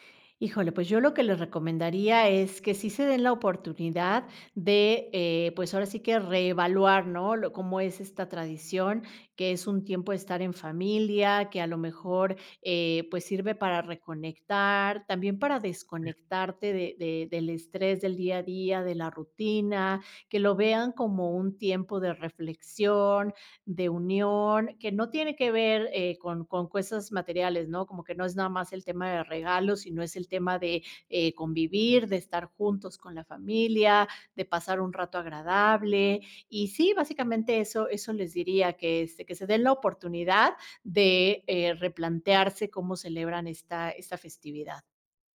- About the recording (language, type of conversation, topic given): Spanish, podcast, ¿Qué tradición familiar te hace sentir que realmente formas parte de tu familia?
- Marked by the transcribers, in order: none